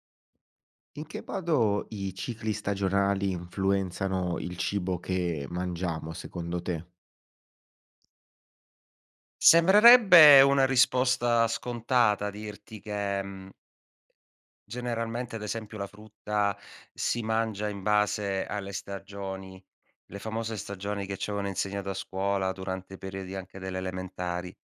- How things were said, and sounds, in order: "modo" said as "bodo"; other background noise
- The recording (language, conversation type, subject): Italian, podcast, In che modo i cicli stagionali influenzano ciò che mangiamo?